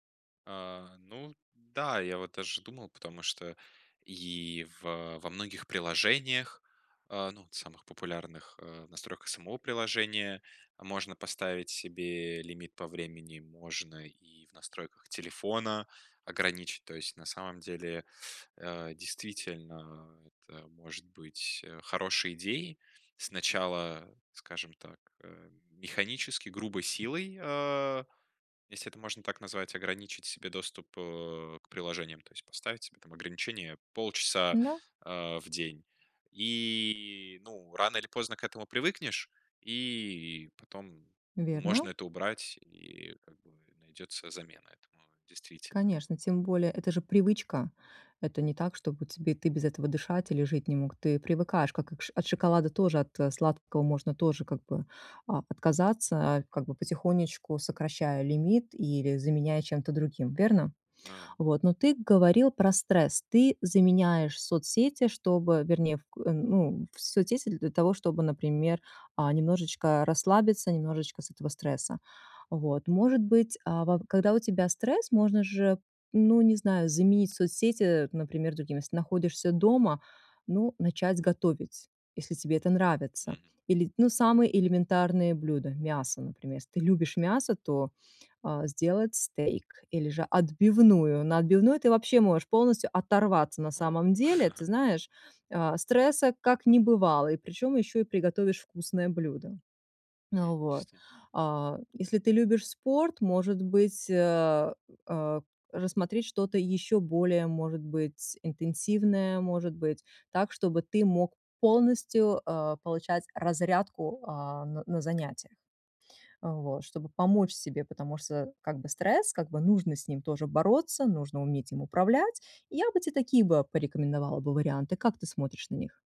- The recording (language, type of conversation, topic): Russian, advice, Как мне справляться с частыми переключениями внимания и цифровыми отвлечениями?
- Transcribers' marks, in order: tapping; chuckle